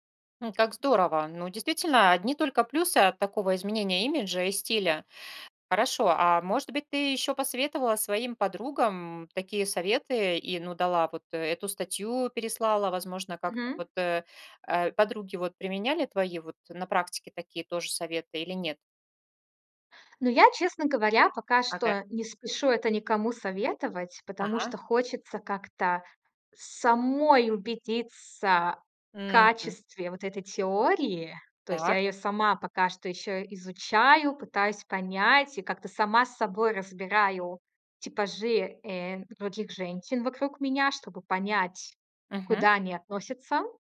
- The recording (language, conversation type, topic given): Russian, podcast, Как меняется самооценка при смене имиджа?
- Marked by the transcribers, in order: none